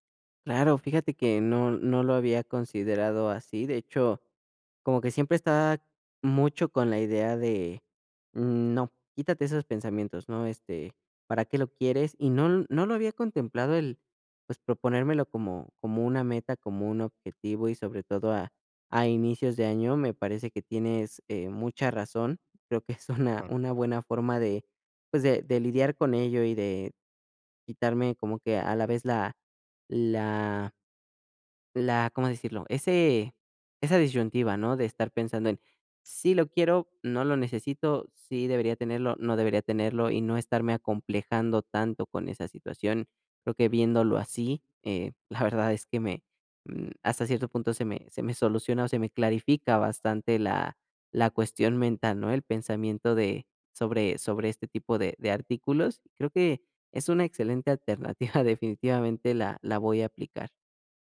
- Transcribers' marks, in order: laughing while speaking: "es una"; laughing while speaking: "alternativa"
- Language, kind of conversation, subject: Spanish, advice, ¿Cómo puedo practicar la gratitud a diario y mantenerme presente?